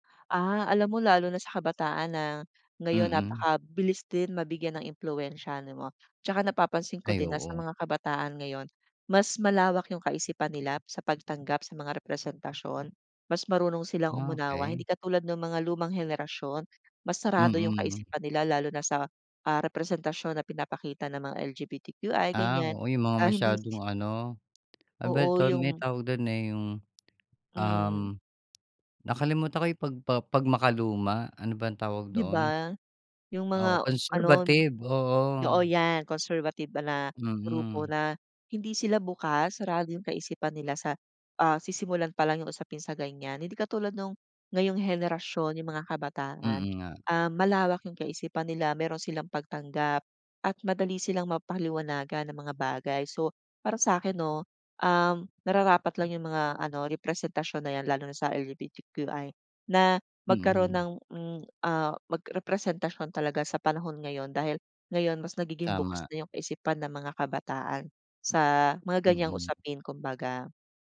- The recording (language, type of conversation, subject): Filipino, podcast, Bakit mahalaga sa tingin mo ang representasyon sa pelikula at serye?
- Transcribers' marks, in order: tapping